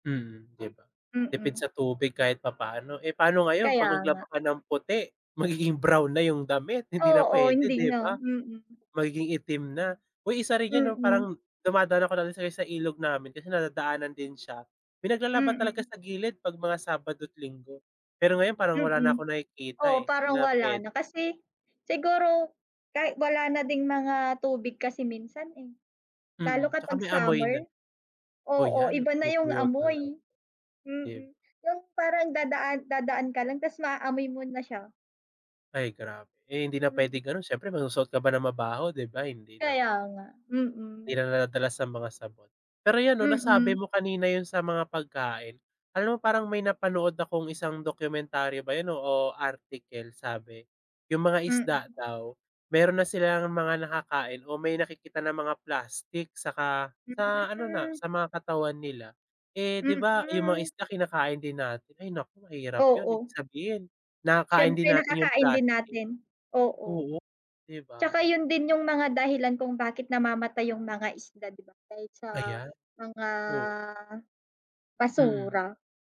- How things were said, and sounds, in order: "Magiging" said as "mayging"
- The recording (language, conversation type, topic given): Filipino, unstructured, Ano ang nararamdaman mo kapag nakakakita ka ng maruming ilog o dagat?